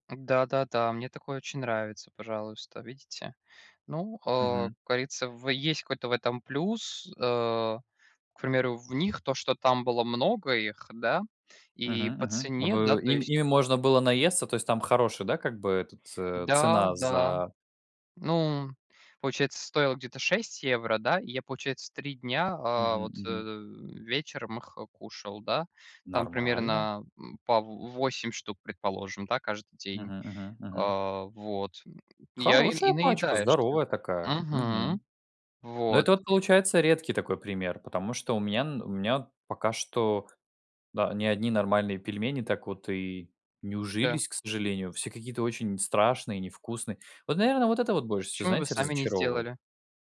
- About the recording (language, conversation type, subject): Russian, unstructured, Что вас больше всего раздражает в готовых блюдах из магазина?
- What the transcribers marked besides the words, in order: none